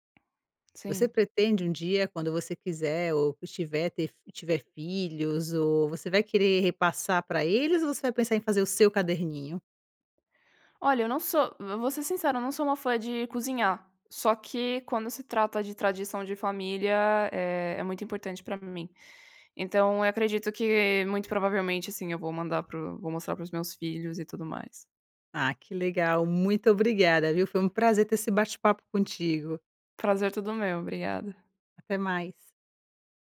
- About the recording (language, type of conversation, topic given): Portuguese, podcast, Tem alguma receita de família que virou ritual?
- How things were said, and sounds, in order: tapping; other noise